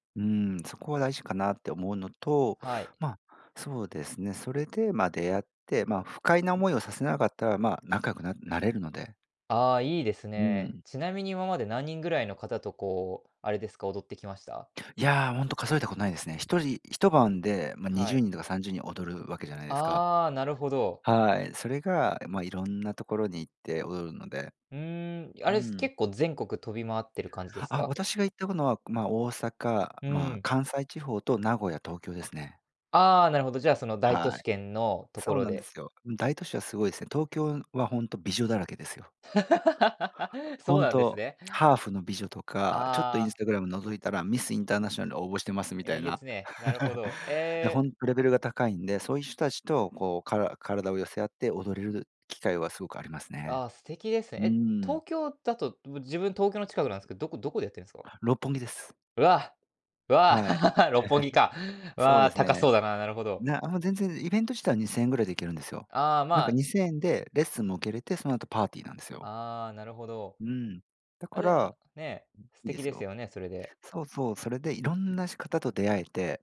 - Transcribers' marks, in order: tapping; laugh; chuckle; laugh; chuckle; other noise
- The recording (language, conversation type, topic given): Japanese, podcast, 新しい人とつながるとき、どのように話しかけ始めますか？